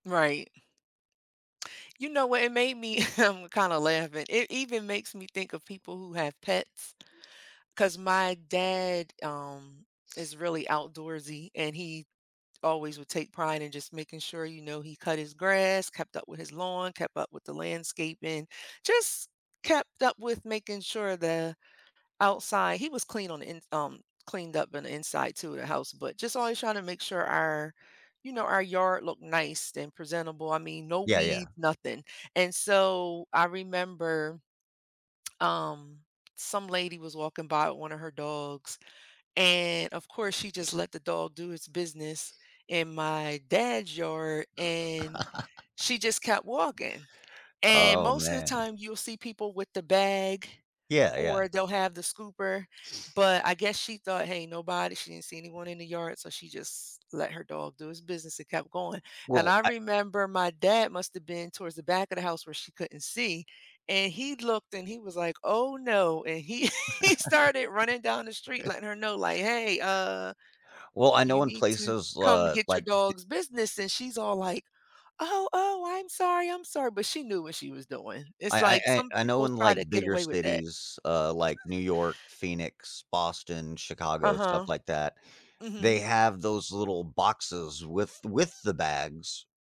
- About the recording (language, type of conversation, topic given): English, unstructured, What are some everyday choices we can make to care for the environment?
- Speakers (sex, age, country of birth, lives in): female, 40-44, United States, United States; male, 40-44, United States, United States
- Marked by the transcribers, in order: other background noise; laughing while speaking: "um"; laugh; laughing while speaking: "he he"; laugh; chuckle